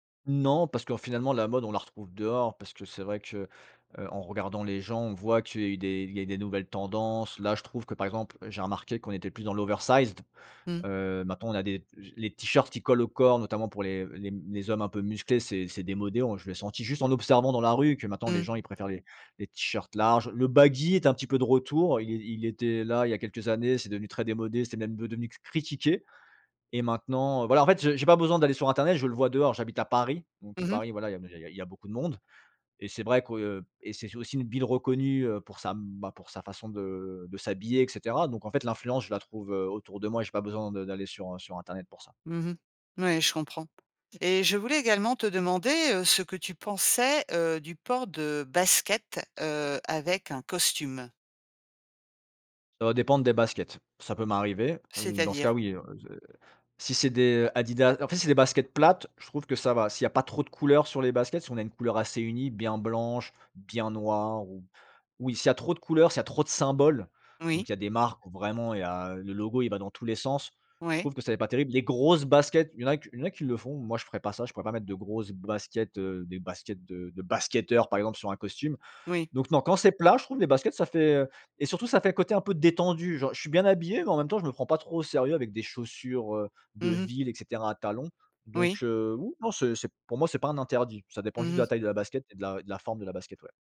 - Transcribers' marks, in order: in English: "oversized"; tapping
- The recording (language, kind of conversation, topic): French, podcast, Comment trouves-tu l’inspiration pour t’habiller chaque matin ?